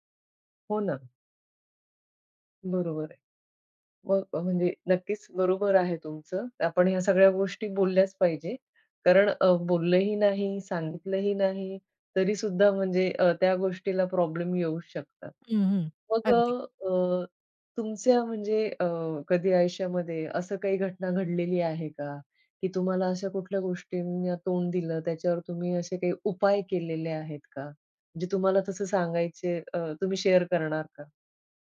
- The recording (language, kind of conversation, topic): Marathi, podcast, नोकरीत पगारवाढ मागण्यासाठी तुम्ही कधी आणि कशी चर्चा कराल?
- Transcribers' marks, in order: tapping; other noise; in English: "शेअर"